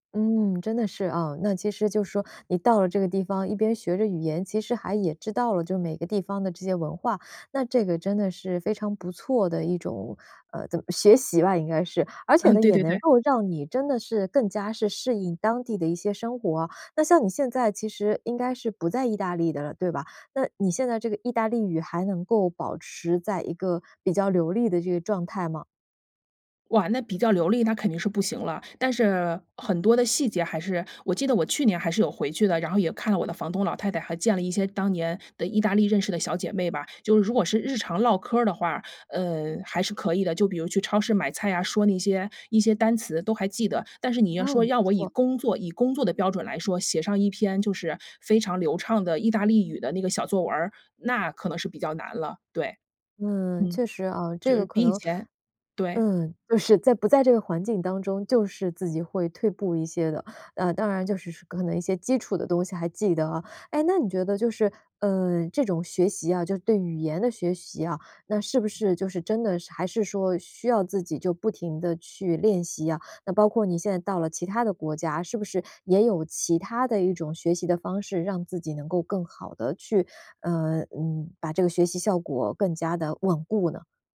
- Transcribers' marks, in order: other background noise; laughing while speaking: "嗯"
- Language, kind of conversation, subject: Chinese, podcast, 有哪些方式能让学习变得有趣？